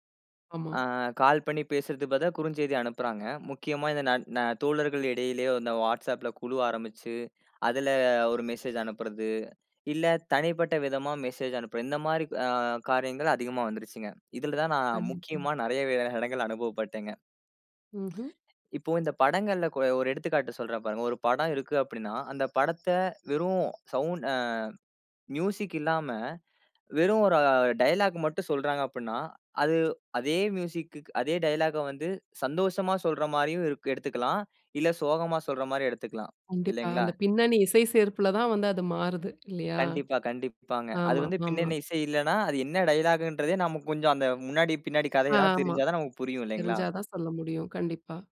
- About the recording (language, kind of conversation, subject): Tamil, podcast, ஆன்லைனில் தவறாகப் புரிந்துகொள்ளப்பட்டால் நீங்கள் என்ன செய்வீர்கள்?
- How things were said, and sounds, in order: other background noise; unintelligible speech; other noise